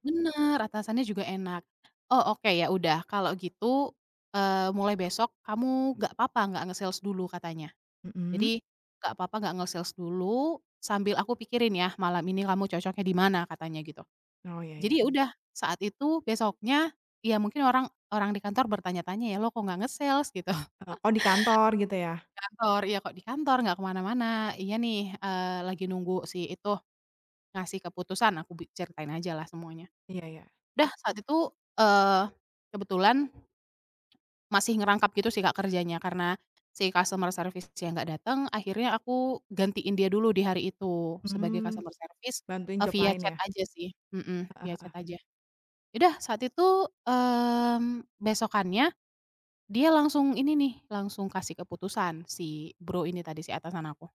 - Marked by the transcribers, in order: in English: "nge-sales"; in English: "nge-sales"; in English: "nge-sales?"; laughing while speaking: "Gitu"; laugh; other background noise; in English: "customer service-nya"; in English: "job"; in English: "customer service"; in English: "chat"; in English: "chat"
- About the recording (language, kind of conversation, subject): Indonesian, podcast, Pernahkah kamu mengalami kelelahan kerja berlebihan, dan bagaimana cara mengatasinya?